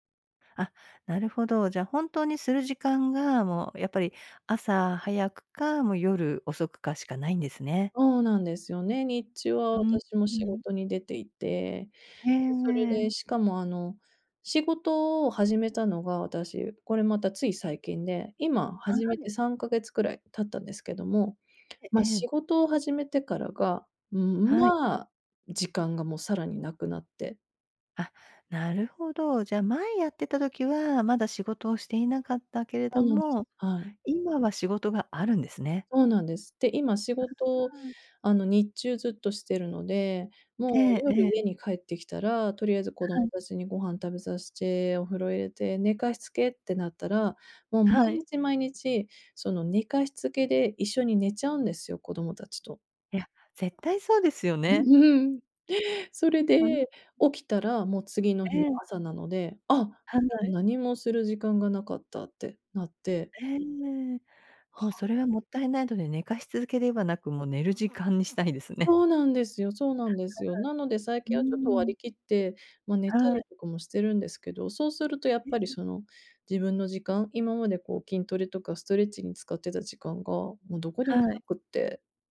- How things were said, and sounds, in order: laughing while speaking: "うん"
- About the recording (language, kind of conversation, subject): Japanese, advice, 小さな習慣を積み重ねて、理想の自分になるにはどう始めればよいですか？